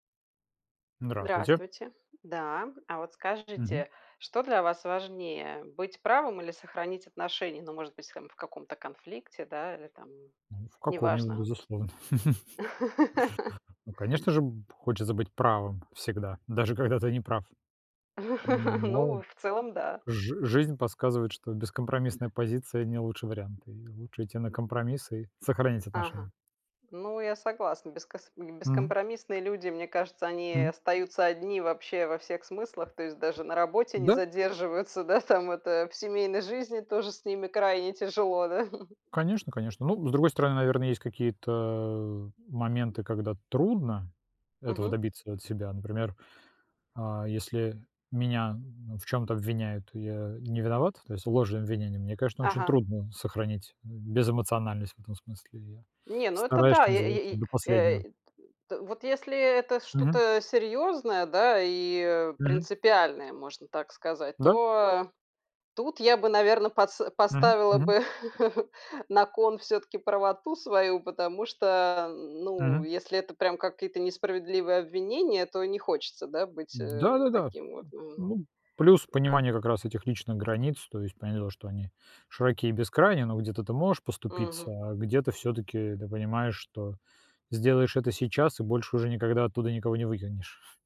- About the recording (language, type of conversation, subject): Russian, unstructured, Что для тебя важнее — быть правым или сохранить отношения?
- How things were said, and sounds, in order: laugh; chuckle; laugh; other background noise; tapping; laughing while speaking: "да, там"; chuckle; chuckle; chuckle